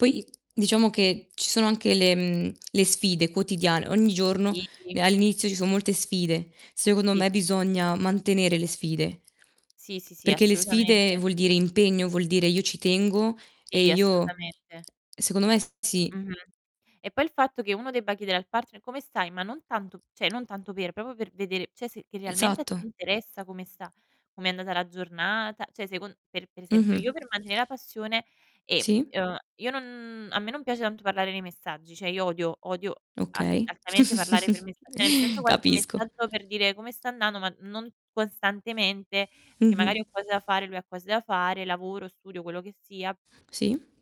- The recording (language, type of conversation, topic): Italian, unstructured, Come si può mantenere viva la passione nel tempo?
- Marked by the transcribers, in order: distorted speech; other background noise; background speech; tapping; "cioè" said as "ceh"; "proprio" said as "propo"; "cioè" said as "ceh"; "Cioè" said as "ceh"; "cioè" said as "ceh"; chuckle; "cioè" said as "ceh"; "perché" said as "peché"; static